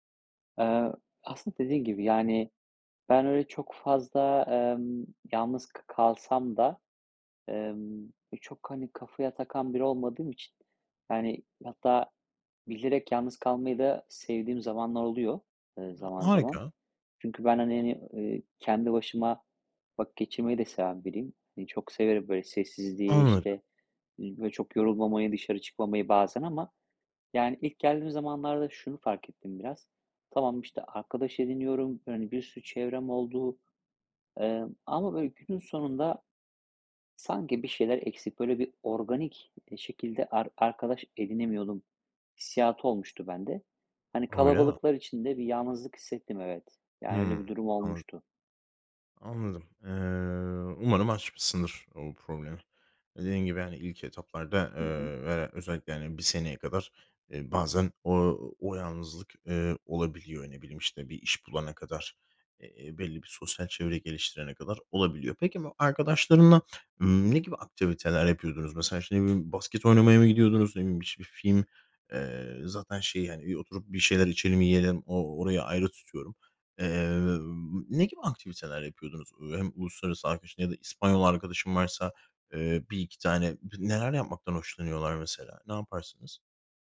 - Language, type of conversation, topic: Turkish, podcast, Yabancı bir şehirde yeni bir çevre nasıl kurulur?
- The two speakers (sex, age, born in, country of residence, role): male, 25-29, Turkey, Spain, host; male, 35-39, Turkey, Spain, guest
- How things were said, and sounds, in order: other background noise; other noise; tapping